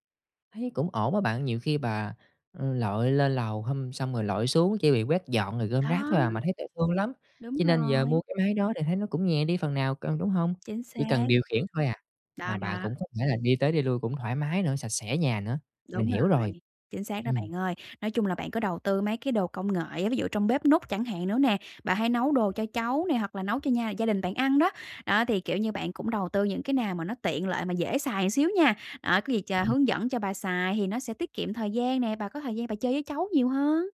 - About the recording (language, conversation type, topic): Vietnamese, advice, Làm thế nào để chọn quà tặng phù hợp cho mẹ?
- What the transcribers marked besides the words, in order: tapping